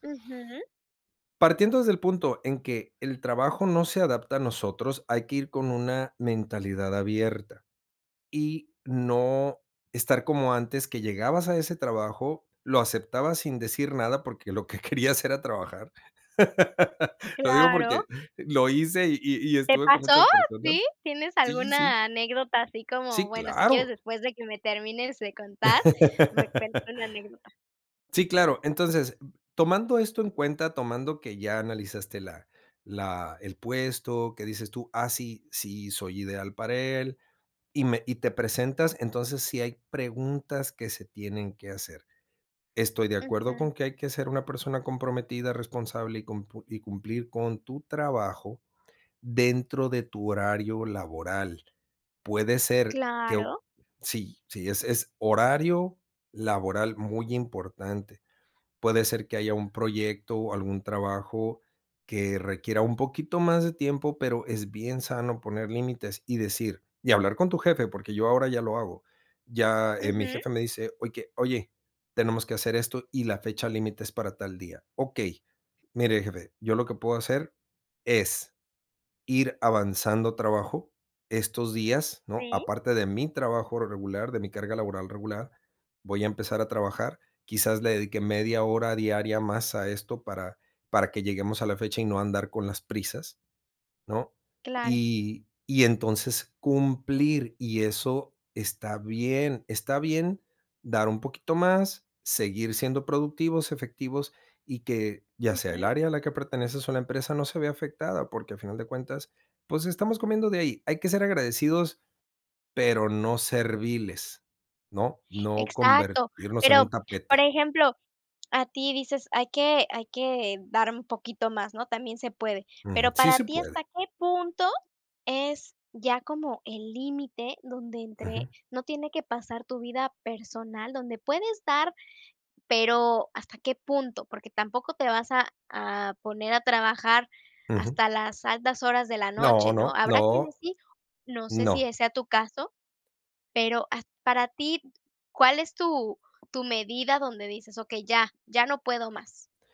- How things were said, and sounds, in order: laughing while speaking: "lo que querías era trabajar"; laugh; laugh; tapping
- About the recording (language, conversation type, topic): Spanish, podcast, ¿Qué preguntas conviene hacer en una entrevista de trabajo sobre el equilibrio entre trabajo y vida personal?